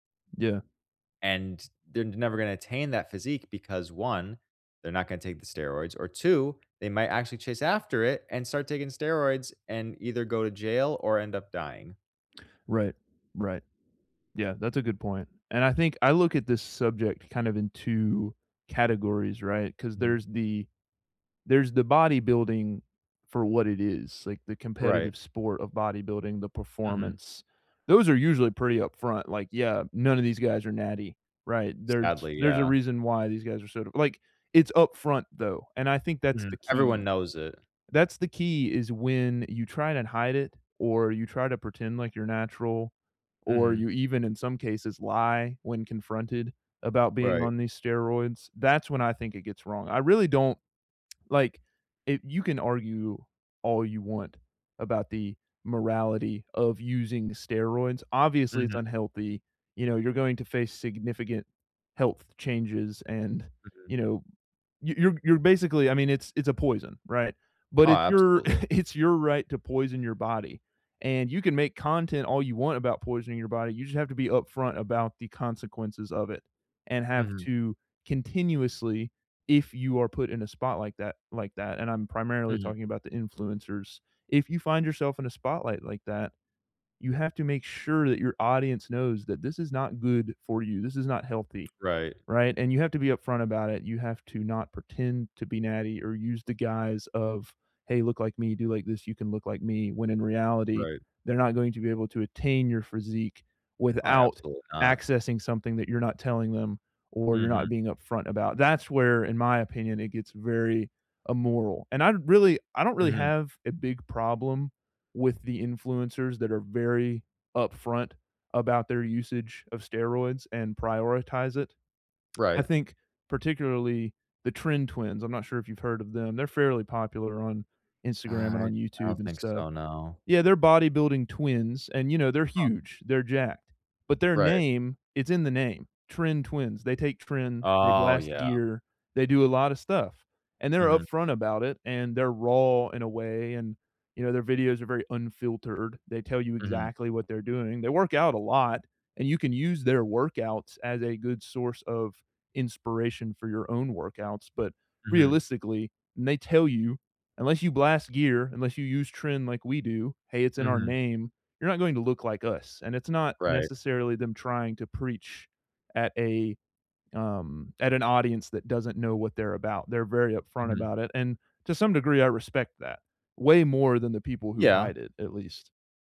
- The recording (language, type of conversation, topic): English, unstructured, Should I be concerned about performance-enhancing drugs in sports?
- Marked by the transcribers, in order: laugh; "physique" said as "phirsique"